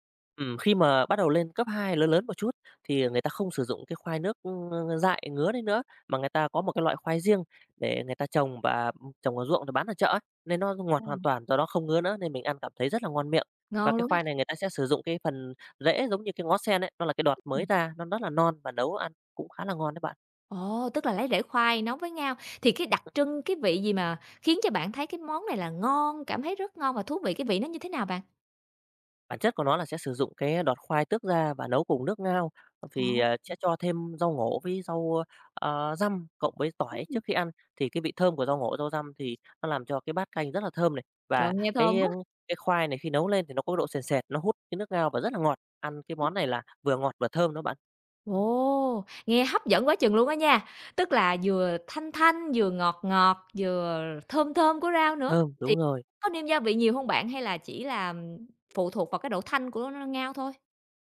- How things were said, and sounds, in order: tapping; other background noise; other noise
- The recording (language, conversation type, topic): Vietnamese, podcast, Bạn có thể kể về món ăn tuổi thơ khiến bạn nhớ mãi không quên không?